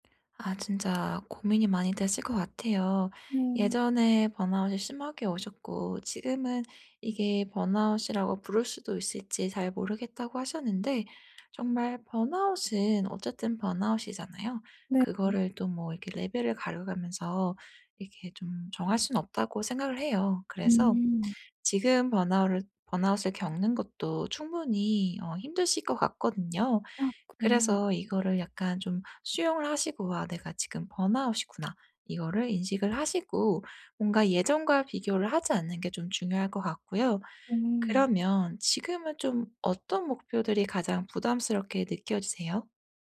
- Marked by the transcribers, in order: tapping; gasp
- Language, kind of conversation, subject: Korean, advice, 번아웃을 겪는 지금, 현실적인 목표를 세우고 기대치를 조정하려면 어떻게 해야 하나요?